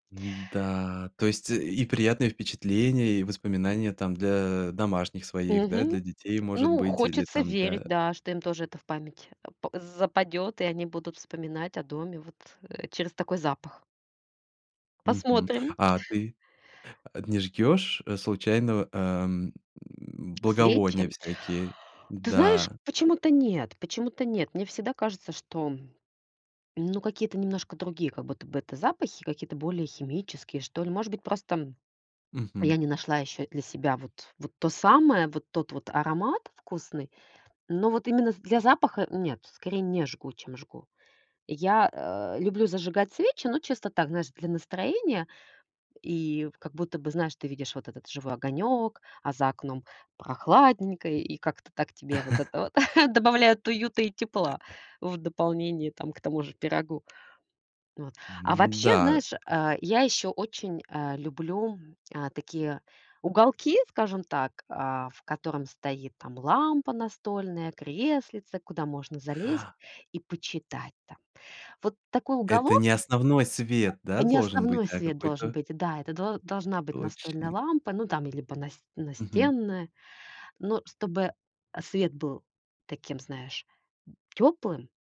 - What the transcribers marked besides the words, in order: tapping; other noise; laugh; chuckle
- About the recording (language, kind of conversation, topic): Russian, podcast, Что делает дом по‑настоящему тёплым и приятным?